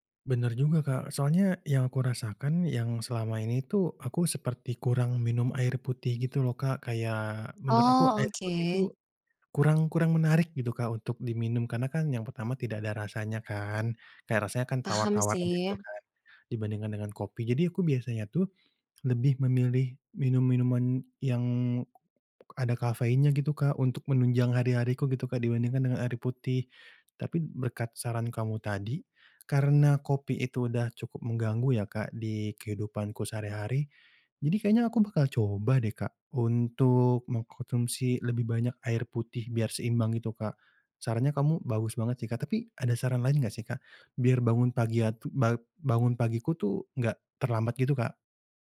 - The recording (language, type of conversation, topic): Indonesian, advice, Mengapa saya sulit tidur tepat waktu dan sering bangun terlambat?
- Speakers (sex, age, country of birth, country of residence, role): female, 20-24, Indonesia, Indonesia, advisor; male, 25-29, Indonesia, Indonesia, user
- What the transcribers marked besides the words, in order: other background noise